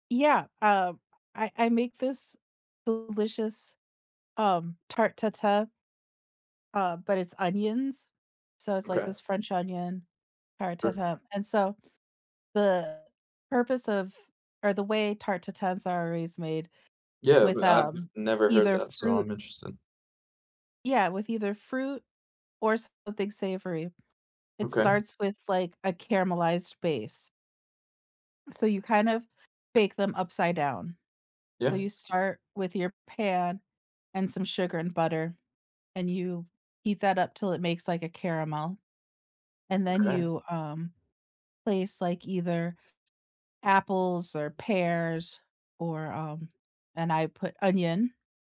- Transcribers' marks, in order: tapping; in French: "tarte tatin"; in French: "tarte tatin"; sniff; in French: "tarte tatin's"; other background noise
- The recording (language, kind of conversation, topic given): English, unstructured, What role does food play in your social life?
- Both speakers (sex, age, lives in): female, 45-49, United States; male, 20-24, United States